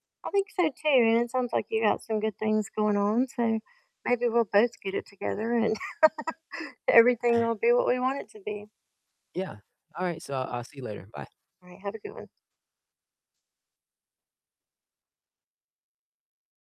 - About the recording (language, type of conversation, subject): English, unstructured, What simple habits help you feel happier every day?
- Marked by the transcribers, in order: laugh; chuckle